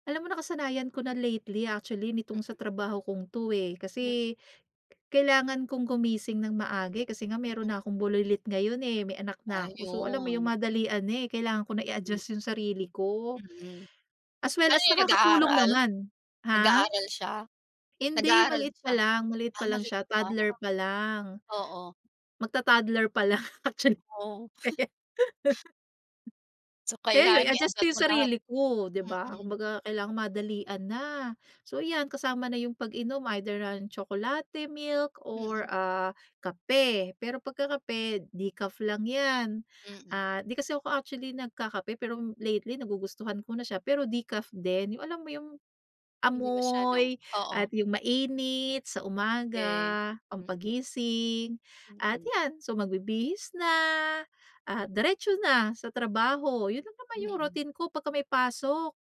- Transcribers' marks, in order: laughing while speaking: "actually"; chuckle
- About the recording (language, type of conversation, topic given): Filipino, podcast, Puwede mo bang ikuwento ang paborito mong munting ritwal tuwing umaga?